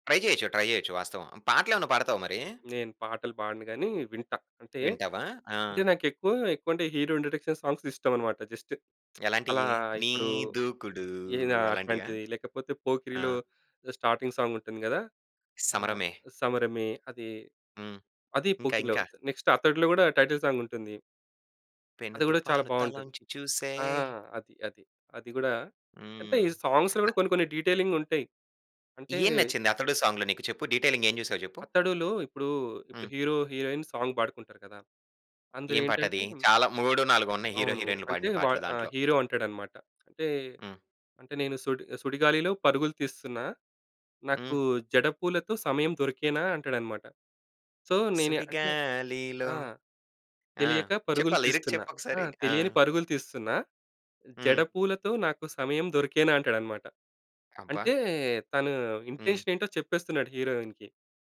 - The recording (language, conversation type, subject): Telugu, podcast, ఒంటరిగా ఉన్నప్పుడు నువ్వు ఎలా ఎదుర్కొంటావు?
- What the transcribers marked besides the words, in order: in English: "ట్రై"; in English: "ట్రై"; in English: "హీరో ఇంట్రడక్షన్ సాంగ్స్"; in English: "జస్ట్"; lip smack; in English: "స్టార్టింగ్ సాంగ్"; in English: "నెక్స్ట్"; in English: "టైటిల్ సాంగ్"; tapping; in English: "సాంగ్స్‌లో"; in English: "డీటైలింగ్"; in English: "సాంగ్‌లో"; in English: "డీటెయిలింగ్"; in English: "హీరో, హీరోయిన్ సాంగ్"; in English: "హీరో"; in English: "హీరో"; in English: "సో"; in English: "లిరిక్"; in English: "ఇంటెన్షన్"; in English: "హీరోయిన్‌కి"